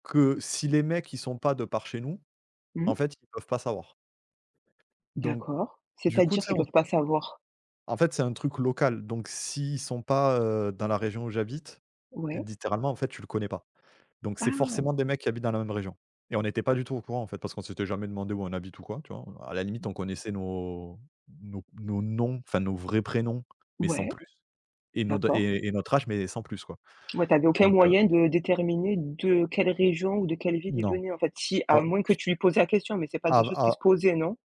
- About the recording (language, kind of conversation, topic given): French, podcast, Quelles activités simples favorisent les nouvelles connexions ?
- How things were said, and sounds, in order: other background noise; unintelligible speech